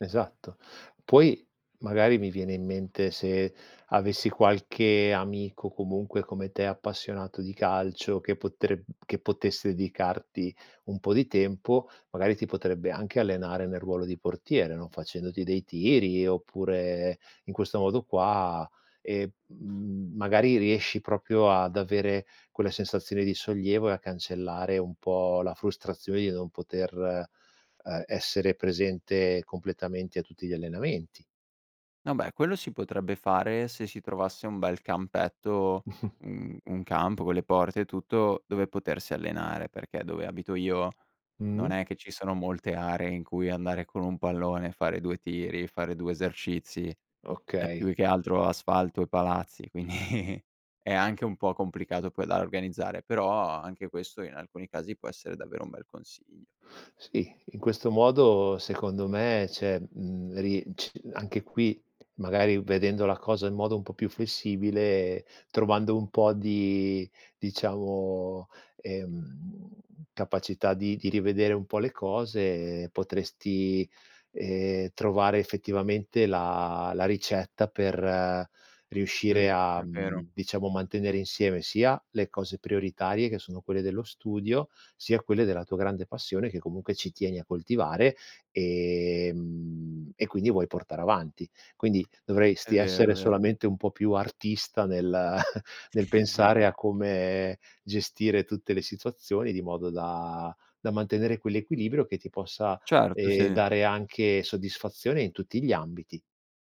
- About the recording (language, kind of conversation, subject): Italian, advice, Come posso gestire il senso di colpa quando salto gli allenamenti per il lavoro o la famiglia?
- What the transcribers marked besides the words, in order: tapping; chuckle; laughing while speaking: "quindi"; chuckle